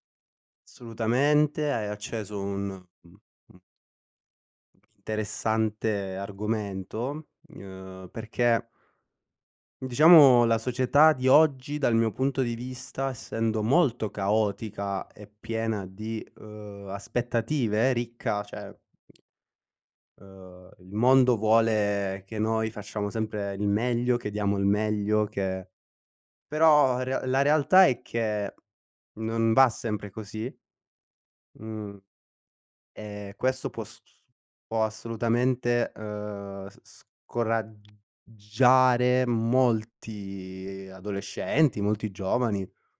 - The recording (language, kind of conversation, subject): Italian, podcast, Quando perdi la motivazione, cosa fai per ripartire?
- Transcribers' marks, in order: "Assolutamente" said as "Solutamente"; other background noise; "cioè" said as "ceh"